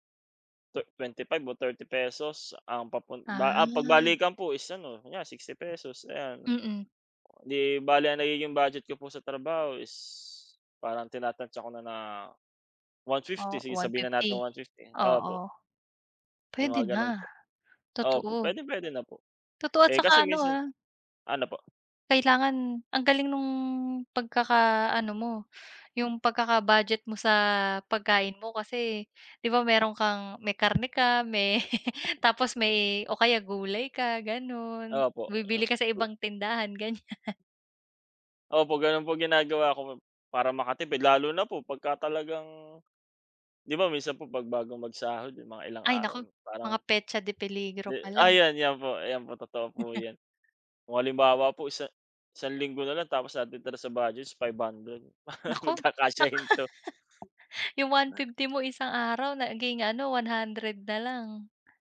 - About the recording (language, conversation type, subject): Filipino, unstructured, Paano mo pinaplano at sinusunod ang badyet ng pera mo araw-araw?
- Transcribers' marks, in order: tapping; laugh; laugh; laugh; other background noise; laugh